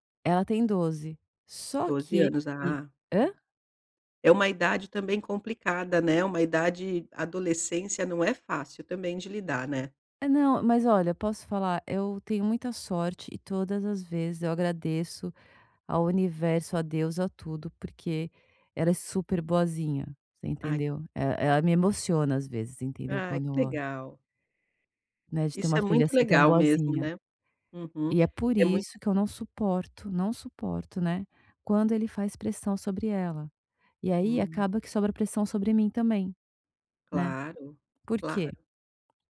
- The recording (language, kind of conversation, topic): Portuguese, advice, Como posso manter minhas convicções quando estou sob pressão do grupo?
- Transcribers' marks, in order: none